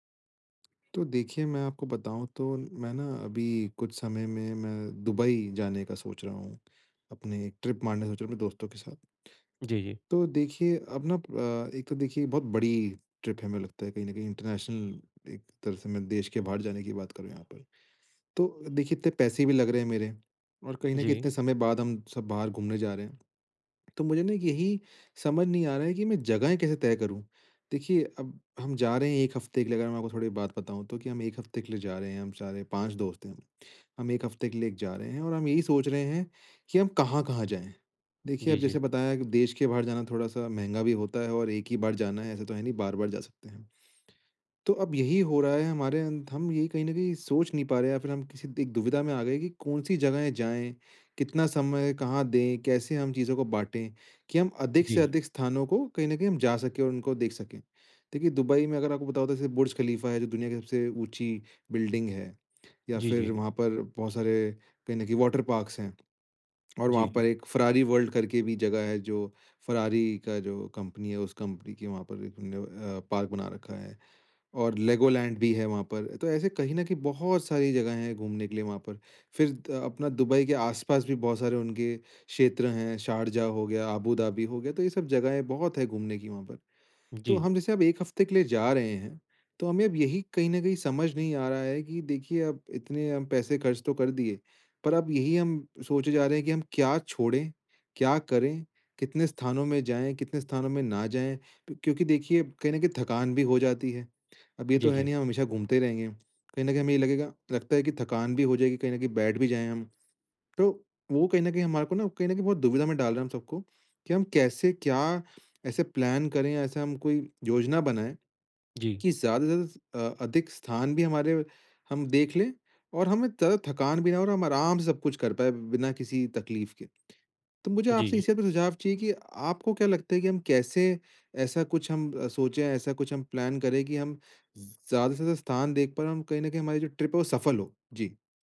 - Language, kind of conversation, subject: Hindi, advice, सीमित समय में मैं अधिक स्थानों की यात्रा कैसे कर सकता/सकती हूँ?
- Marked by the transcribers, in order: in English: "ट्रिप"; lip smack; in English: "ट्रिप"; in English: "वाटर पार्क्स"; in English: "प्लान"; in English: "प्लान"; in English: "ट्रिप"